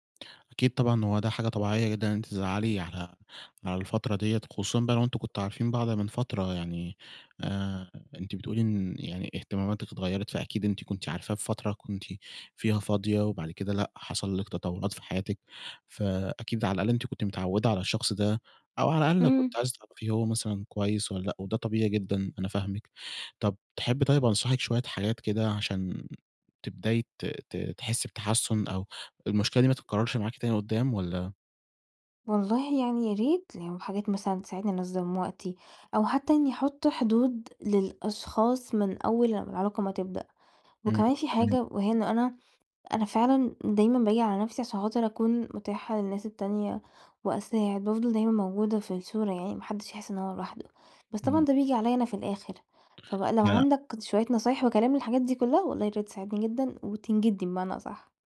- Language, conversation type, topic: Arabic, advice, إزاي بتحس لما صحابك والشغل بيتوقعوا إنك تكون متاح دايمًا؟
- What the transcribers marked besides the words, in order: tapping